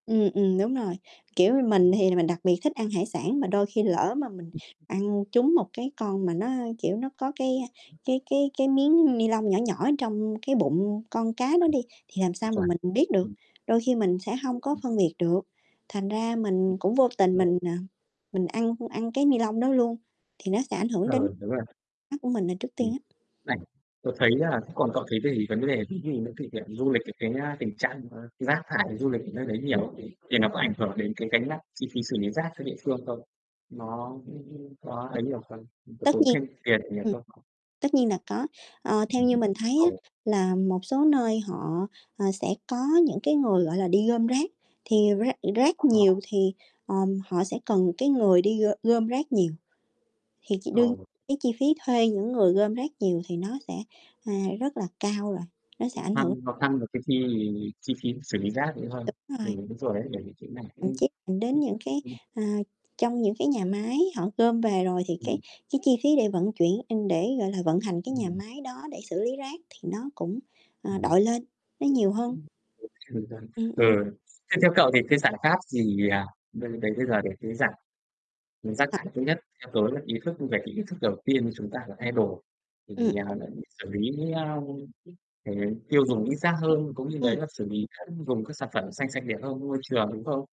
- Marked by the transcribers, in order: tapping; distorted speech; other background noise; mechanical hum; other noise; unintelligible speech; static; unintelligible speech; unintelligible speech; unintelligible speech
- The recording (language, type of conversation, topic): Vietnamese, unstructured, Bạn nghĩ sao về tình trạng rác thải du lịch gây ô nhiễm môi trường?